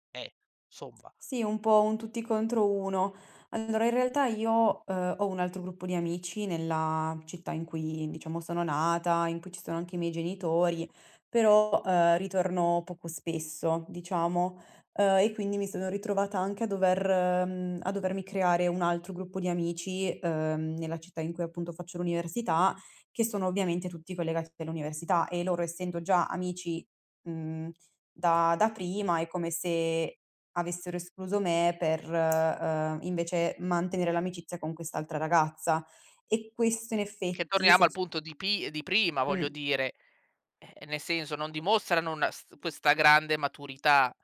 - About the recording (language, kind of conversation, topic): Italian, advice, Come ti senti quando ti senti escluso durante gli incontri di gruppo?
- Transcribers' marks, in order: tapping